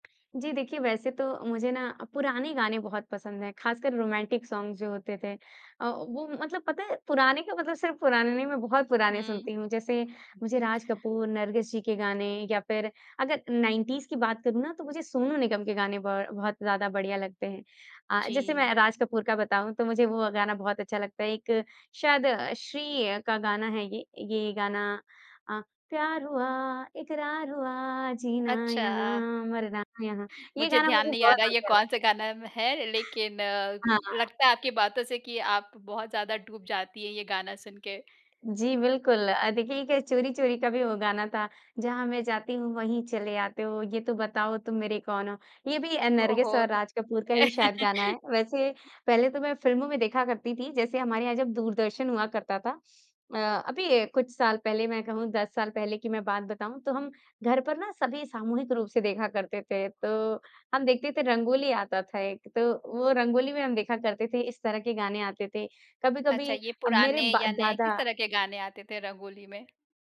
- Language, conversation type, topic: Hindi, podcast, आपके लिए संगीत सुनने का क्या मतलब है?
- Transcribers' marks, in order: tapping; in English: "रोमांटिक सॉन्ग्स"; other noise; in English: "नाइंटीज़"; singing: "प्यार हुआ इकरार हुआ, जीना यहाँ मरना यहाँ"; chuckle